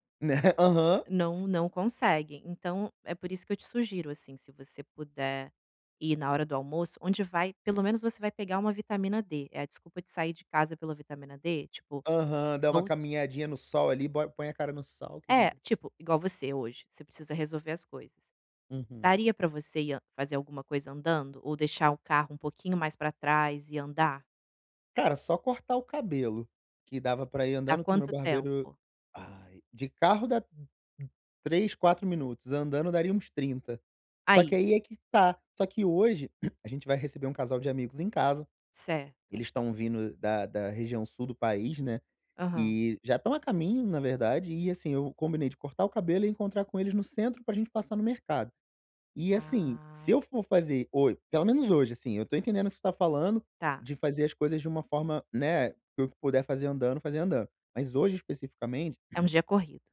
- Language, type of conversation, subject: Portuguese, advice, Como posso sair de uma estagnação nos treinos que dura há semanas?
- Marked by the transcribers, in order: chuckle; throat clearing; throat clearing